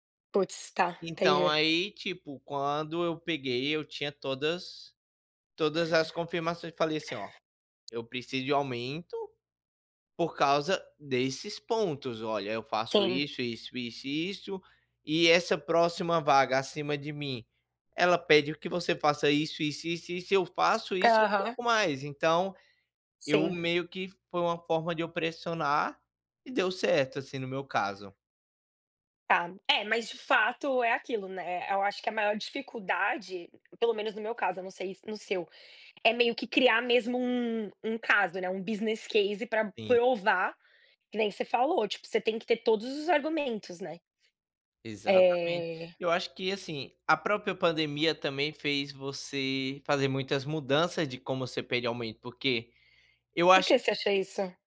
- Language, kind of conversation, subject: Portuguese, unstructured, Você acha que é difícil negociar um aumento hoje?
- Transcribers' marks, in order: other background noise; tapping; in English: "business case"